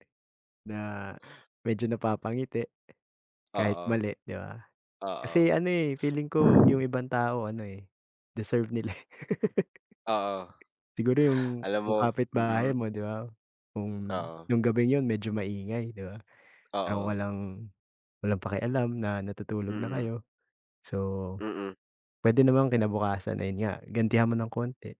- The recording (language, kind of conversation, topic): Filipino, unstructured, Paano mo tinutukoy kung ano ang tama at mali sa buhay?
- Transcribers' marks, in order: tapping; wind; chuckle